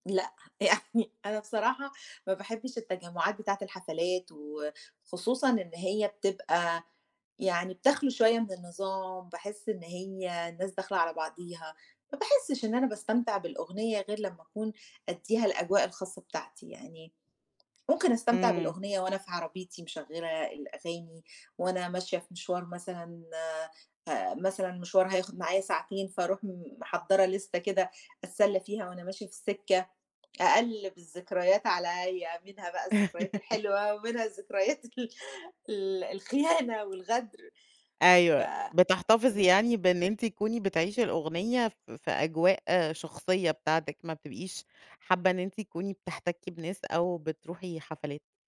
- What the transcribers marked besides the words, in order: laughing while speaking: "يعني"; in English: "لِستة"; laugh; laughing while speaking: "ومنها الذكريات ال ال الخيانة"; tapping; unintelligible speech
- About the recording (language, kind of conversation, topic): Arabic, podcast, فيه أغنية بتودّيك فورًا لذكرى معيّنة؟